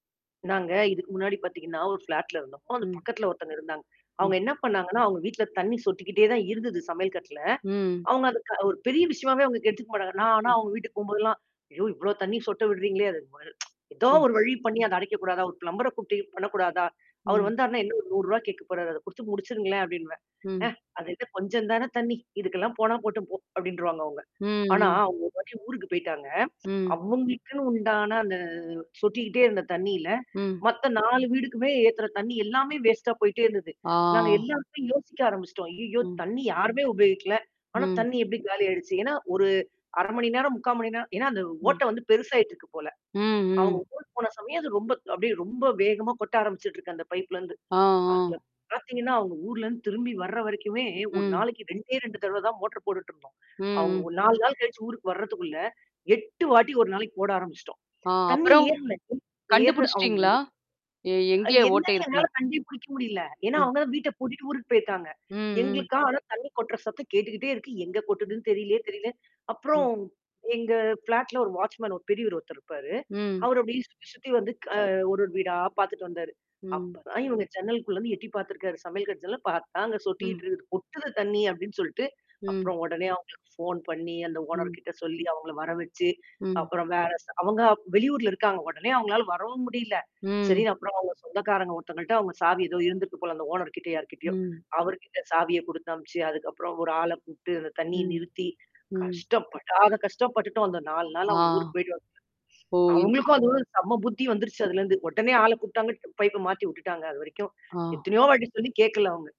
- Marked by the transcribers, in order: in English: "ஃப்ளாட்ல"; static; tsk; other background noise; in English: "பிளம்பர"; distorted speech; tapping; in English: "வேஸ்ட்டா"; other noise; in English: "ஃப்ளாட்ல"; in English: "வாட்ச்மேன்"; in English: "ஓனர்கிட்ட"; in English: "ஓனர்கிட்ட"
- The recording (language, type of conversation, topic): Tamil, podcast, நீர் மிச்சப்படுத்த எளிய வழிகள் என்னென்ன என்று சொல்கிறீர்கள்?